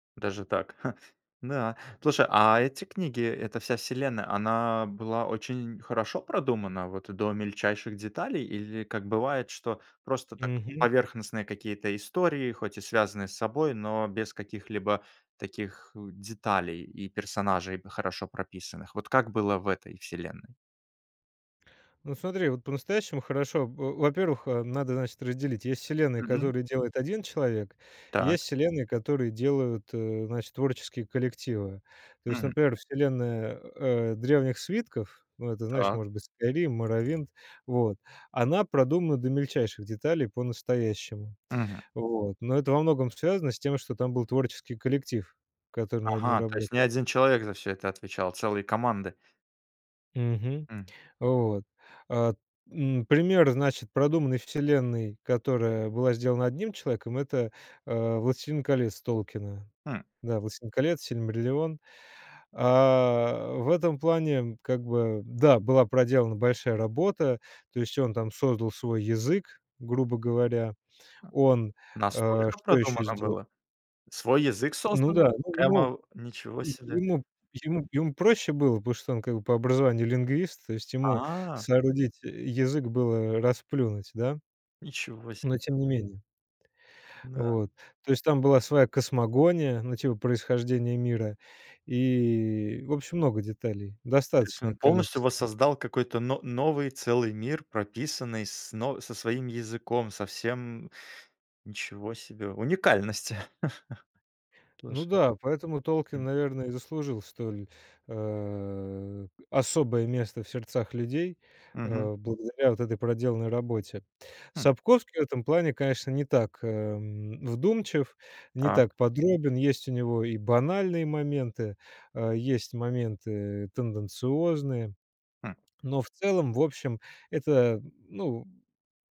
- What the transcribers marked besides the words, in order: other background noise; other noise; tapping; chuckle
- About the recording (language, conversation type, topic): Russian, podcast, Какая книга помогает тебе убежать от повседневности?